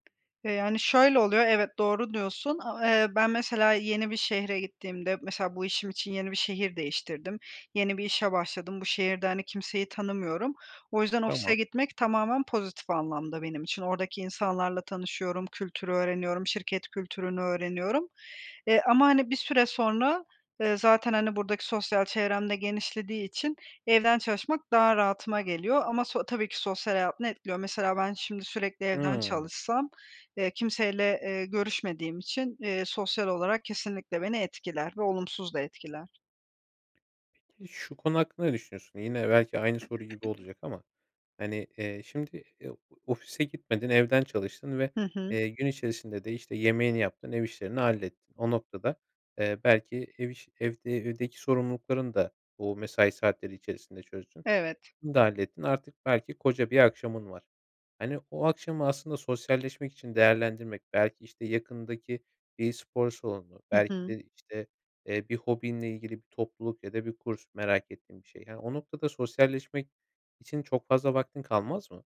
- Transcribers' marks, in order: other background noise; throat clearing
- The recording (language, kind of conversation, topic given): Turkish, podcast, Uzaktan çalışma kültürü işleri nasıl değiştiriyor?